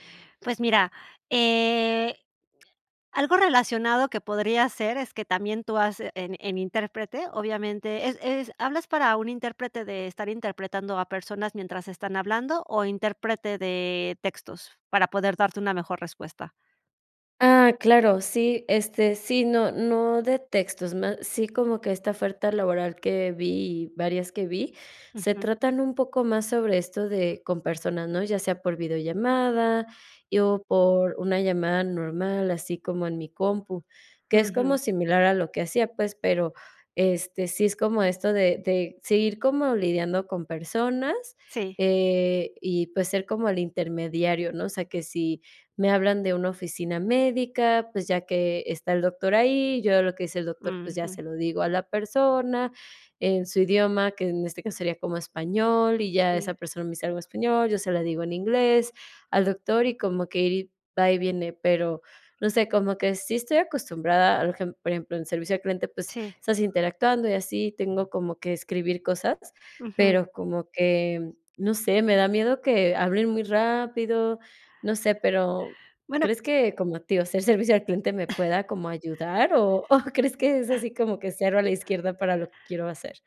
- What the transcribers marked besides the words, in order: chuckle; laughing while speaking: "o crees que"; other background noise
- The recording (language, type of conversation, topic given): Spanish, advice, ¿Cómo puedo replantear mi rumbo profesional después de perder mi trabajo?